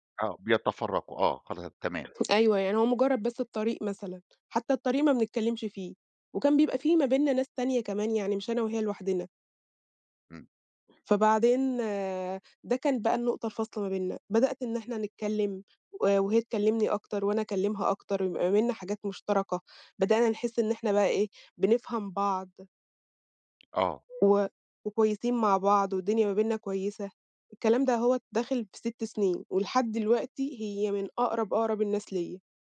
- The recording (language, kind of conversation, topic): Arabic, podcast, احكيلي عن لقاء بالصدفة خلّى بينكم صداقة أو قصة حب؟
- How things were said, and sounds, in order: tapping; other background noise